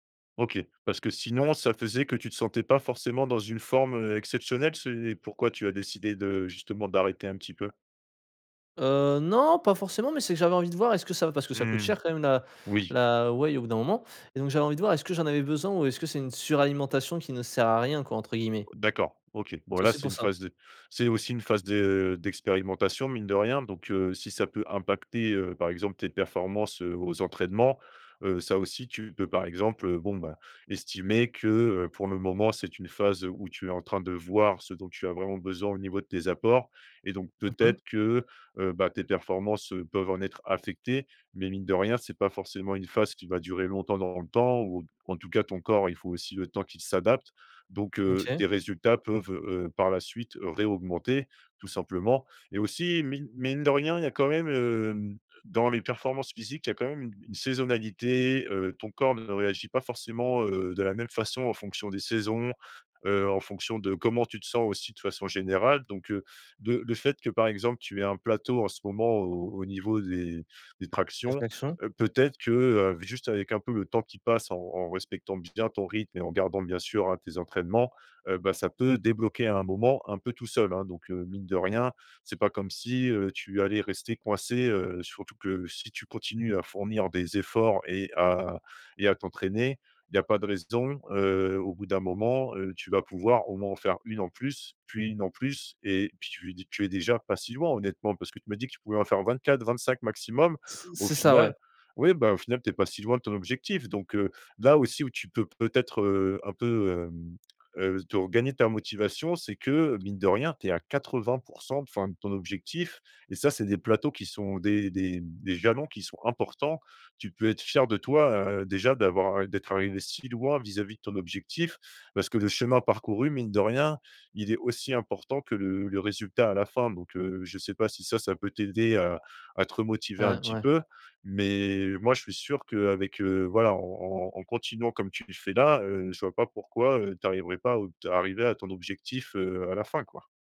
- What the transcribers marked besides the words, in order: unintelligible speech
- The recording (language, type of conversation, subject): French, advice, Comment retrouver la motivation après un échec récent ?